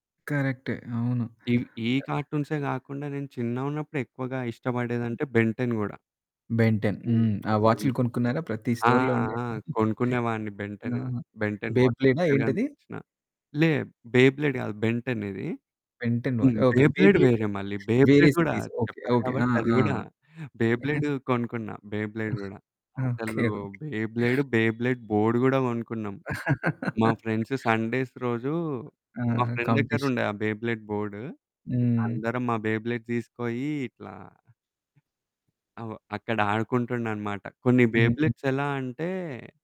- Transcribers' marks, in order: other background noise; in English: "స్టోర్‌లో"; chuckle; in English: "వాచ్"; distorted speech; in English: "సిరీస్"; chuckle; in English: "బోర్డ్"; laugh; in English: "ఫ్రెండ్స్ సండేస్"; in English: "కాంపిటీషన్"; in English: "ఫ్రెండ్"; in English: "బోర్డ్"; in English: "బేబ్లెట్స్"
- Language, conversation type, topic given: Telugu, podcast, మీకు చిన్నప్పుడు ఇష్టమైన కార్టూన్ లేదా టీవీ కార్యక్రమం ఏది, దాని గురించి చెప్పగలరా?